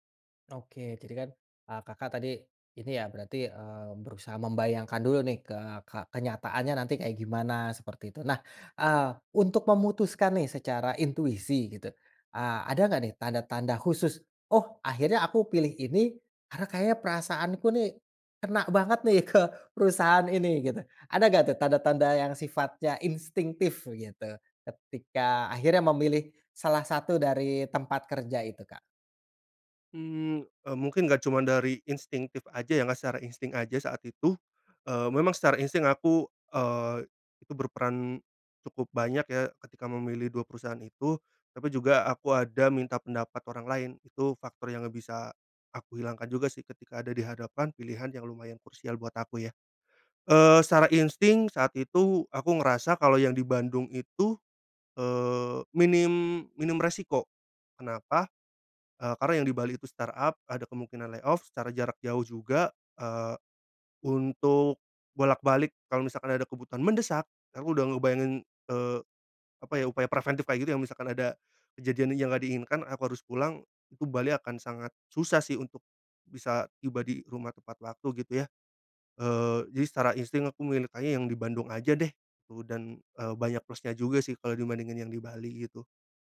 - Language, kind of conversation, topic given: Indonesian, podcast, Bagaimana kamu menggunakan intuisi untuk memilih karier atau menentukan arah hidup?
- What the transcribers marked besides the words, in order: in English: "startup"; in English: "layoff"